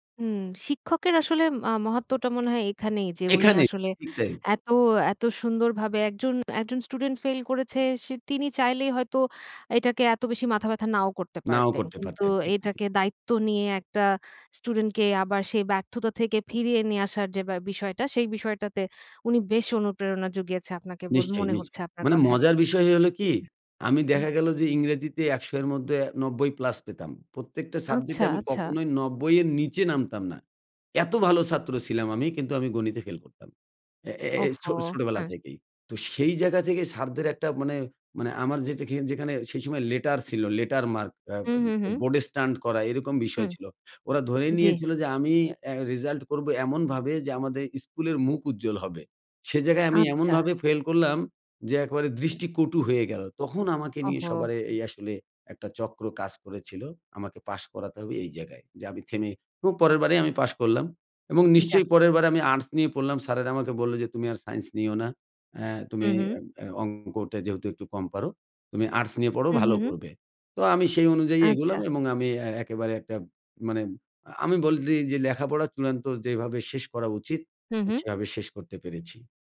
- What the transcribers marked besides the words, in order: "সাবজেক্টে" said as "সাব্জেটে"; stressed: "ভালো ছাত্র"; tapping; other background noise; "বলি" said as "বলদলি"
- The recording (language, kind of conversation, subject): Bengali, podcast, ব্যর্থ হলে তুমি কীভাবে আবার ঘুরে দাঁড়াও?